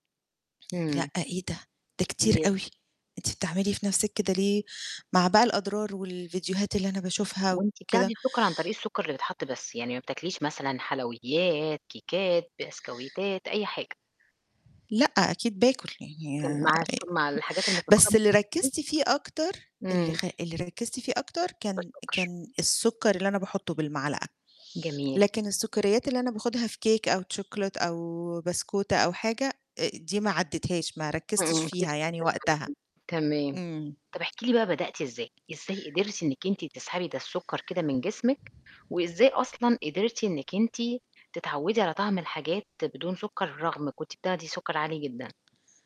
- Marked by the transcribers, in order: distorted speech; other background noise; in English: "cake"; unintelligible speech; tapping
- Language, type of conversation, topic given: Arabic, podcast, إزاي تبني عادة إنك تتعلم باستمرار في حياتك اليومية؟